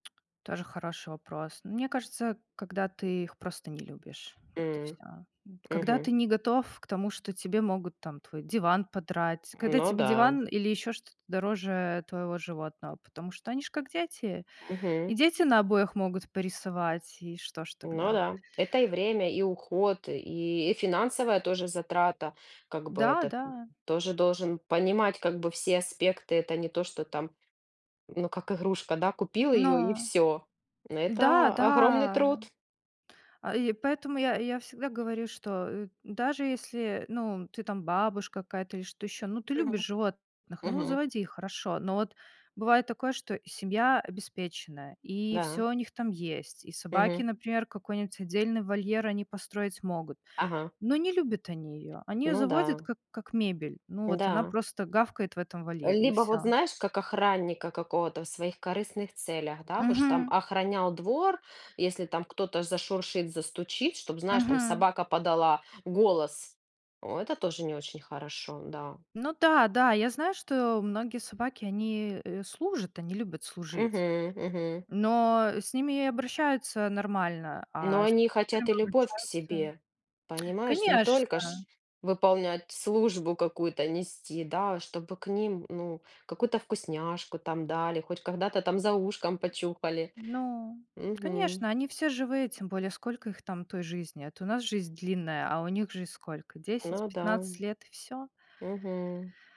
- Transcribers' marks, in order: tapping; other background noise; lip smack
- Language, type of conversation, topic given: Russian, unstructured, Почему, по вашему мнению, люди заводят домашних животных?